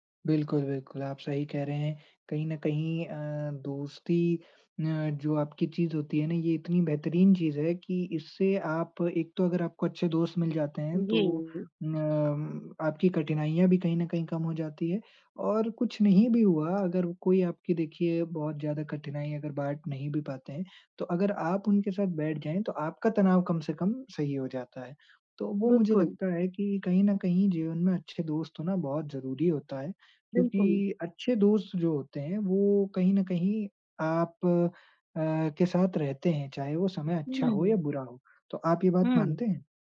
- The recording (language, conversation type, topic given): Hindi, unstructured, दोस्तों का साथ आपके मानसिक स्वास्थ्य को बेहतर बनाने में कैसे मदद करता है?
- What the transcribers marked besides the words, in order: none